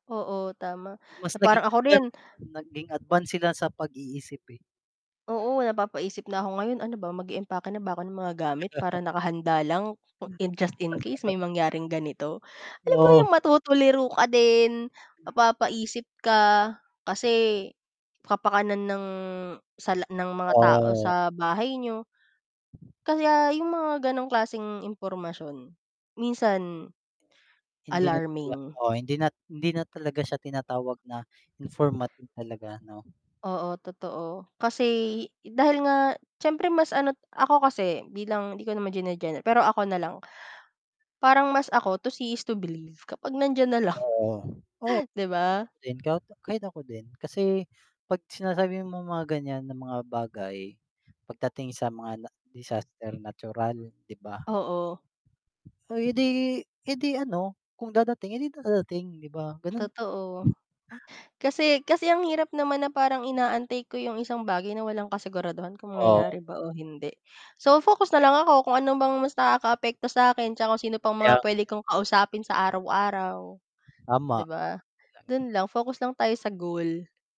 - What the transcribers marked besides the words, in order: static; background speech; distorted speech; chuckle; unintelligible speech; wind; other background noise; in English: "to see is to believe"; chuckle; unintelligible speech
- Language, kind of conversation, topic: Filipino, unstructured, Paano nabago ng cellphone ang pang-araw-araw na buhay?